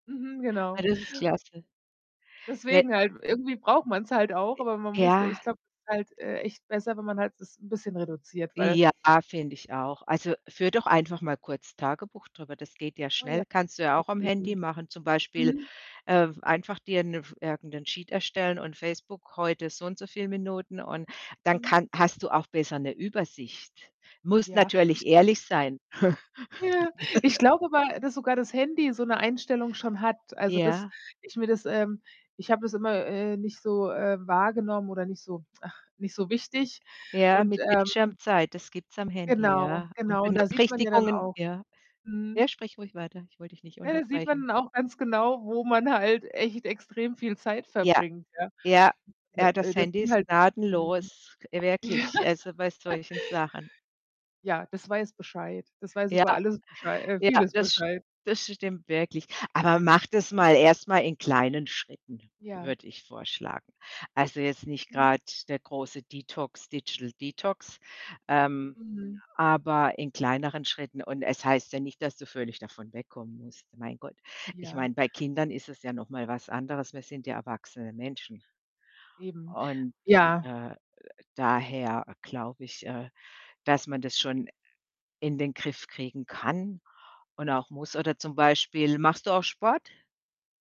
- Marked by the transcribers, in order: distorted speech; static; joyful: "Ja"; chuckle; tsk; other background noise; laughing while speaking: "Ja"; chuckle; in English: "Digital Detox"
- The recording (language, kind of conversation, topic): German, advice, Wie kann ich weniger Zeit am Handy und in sozialen Netzwerken verbringen?